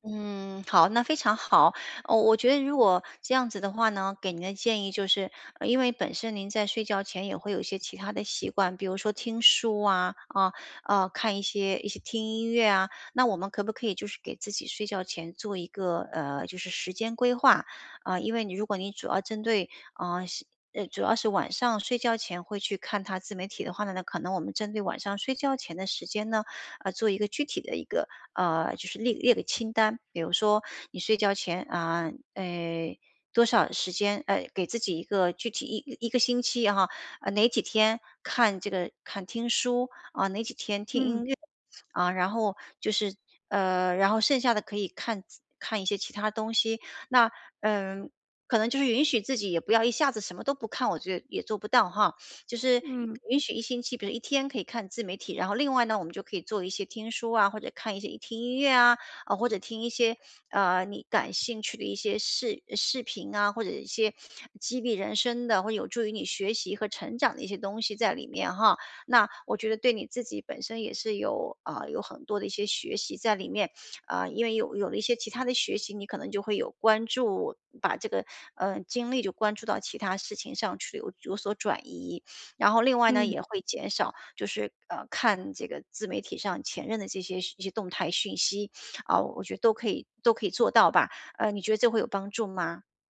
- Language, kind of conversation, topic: Chinese, advice, 我为什么总是忍不住去看前任的社交媒体动态？
- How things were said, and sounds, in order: sniff; sniff; sniff; sniff; sniff; sniff